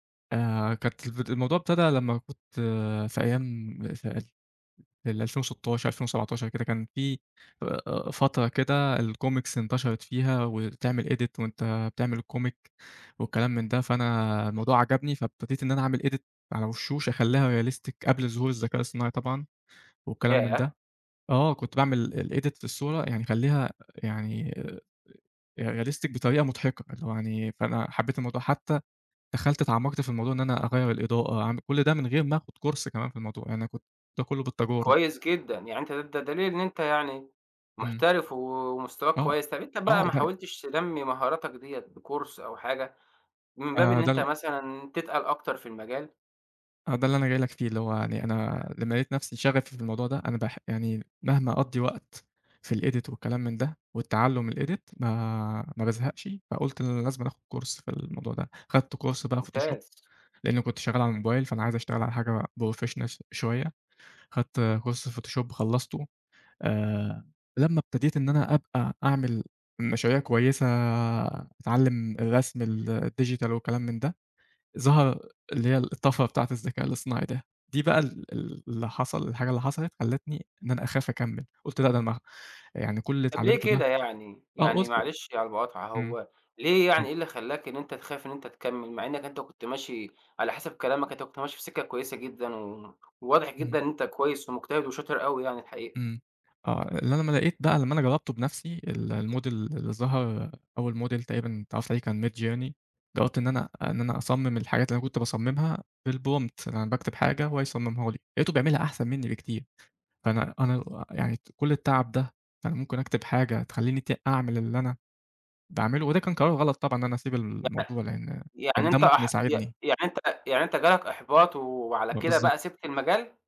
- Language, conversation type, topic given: Arabic, podcast, إزاي بتتعامل مع الخوف من التغيير؟
- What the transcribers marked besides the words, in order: unintelligible speech; in English: "الكوميكس"; in English: "edit"; in English: "الكوميك"; other background noise; in English: "edit"; in English: "realistic"; in English: "الedit"; in English: "realistic"; in English: "كورس"; in English: "بكورس"; in English: "الedit"; in English: "الedit"; in English: "كورس"; in English: "كورس"; in English: "فوتوشوب"; in English: "بروفيشنال"; in English: "كورس فوتوشوب"; in English: "الديجيتال"; tapping; unintelligible speech; in English: "الموديل"; in English: "موديل"; in English: "midjourney"; in English: "بالprompt"; unintelligible speech; unintelligible speech